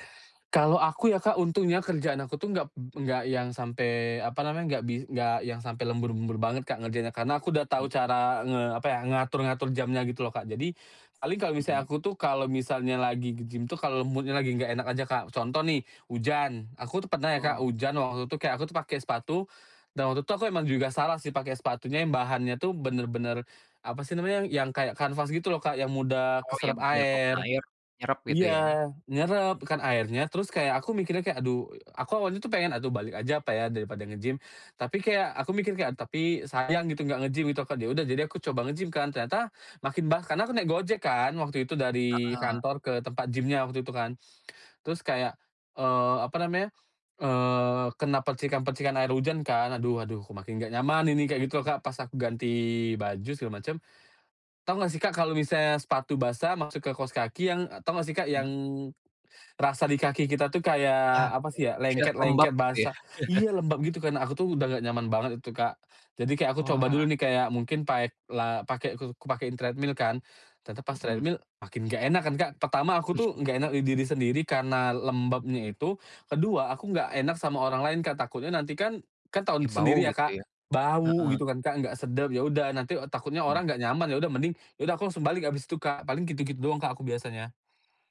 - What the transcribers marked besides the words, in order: in English: "ke-gym"; in English: "mood-nya"; in English: "nge-gym"; in English: "nge-gym"; in English: "nge-gym"; in English: "gym-nya"; other background noise; chuckle; in English: "treadmill"; in English: "treadmill"; chuckle
- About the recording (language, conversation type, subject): Indonesian, podcast, Apa rutinitas malam yang membantu kamu tidur nyenyak?